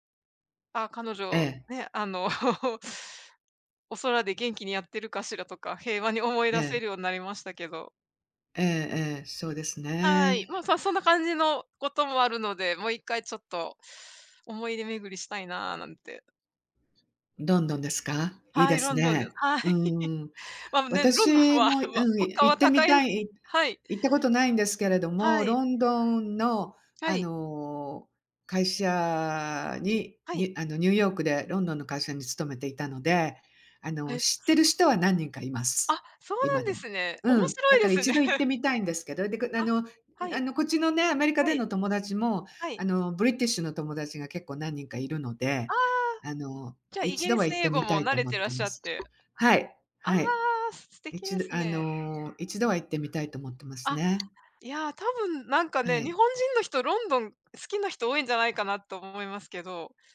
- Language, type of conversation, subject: Japanese, unstructured, 懐かしい場所を訪れたとき、どんな気持ちになりますか？
- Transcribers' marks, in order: chuckle; other background noise; "ロンドン" said as "ドンドン"; laugh; laughing while speaking: "まあね、ロンドンはまあ物価は高いの"; laughing while speaking: "面白いですね"